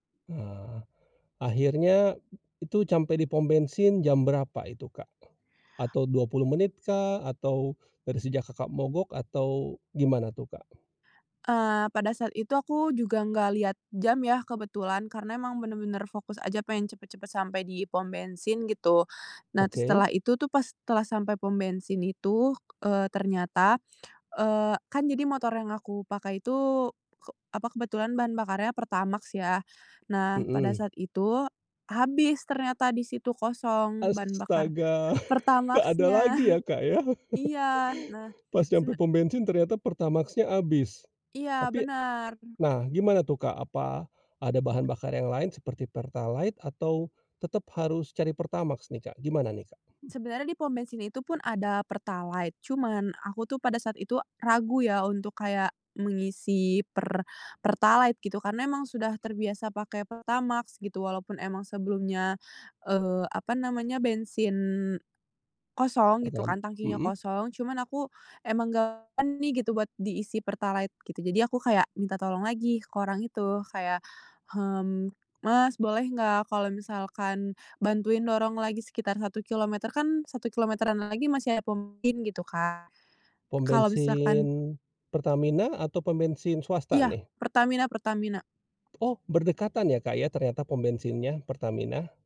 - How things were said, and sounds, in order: "sampai" said as "campai"; other background noise; snort; tapping; laughing while speaking: "ya?"; laugh; chuckle
- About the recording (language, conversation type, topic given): Indonesian, podcast, Bisakah kamu menceritakan momen kebaikan tak terduga dari orang asing yang pernah kamu alami?